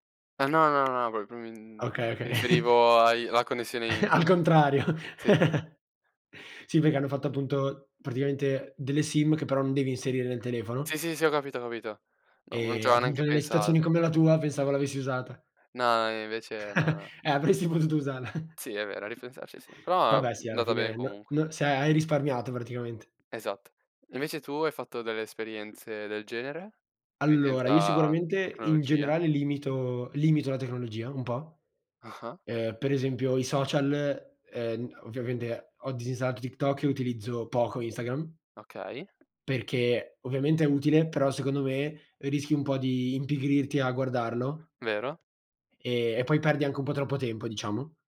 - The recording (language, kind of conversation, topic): Italian, unstructured, Quale tecnologia ti ha reso la vita più facile?
- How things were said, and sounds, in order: tapping; unintelligible speech; chuckle; chuckle; laughing while speaking: "usarla"; unintelligible speech